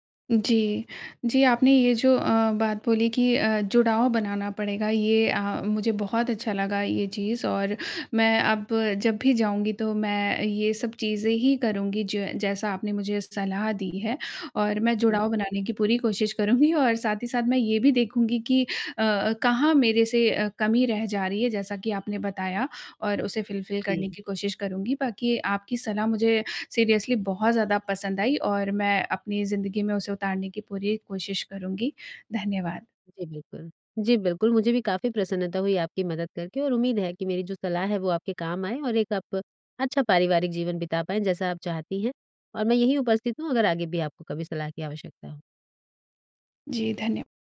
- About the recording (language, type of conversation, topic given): Hindi, advice, शादी के बाद ससुराल में स्वीकार किए जाने और अस्वीकार होने के संघर्ष से कैसे निपटें?
- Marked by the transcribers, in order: laughing while speaking: "करूँगी"